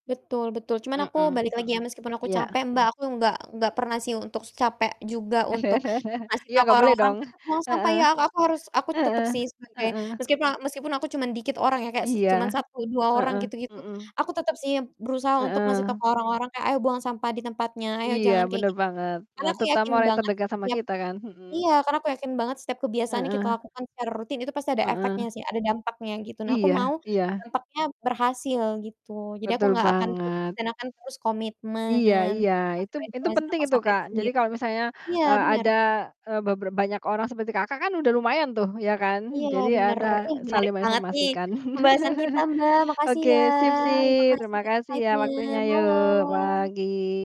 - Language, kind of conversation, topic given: Indonesian, unstructured, Apa pendapatmu tentang sampah plastik yang sering ditemukan di pantai?
- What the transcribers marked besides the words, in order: static; tapping; chuckle; "terutama" said as "teutama"; distorted speech; unintelligible speech; chuckle; background speech; in English: "insightnya"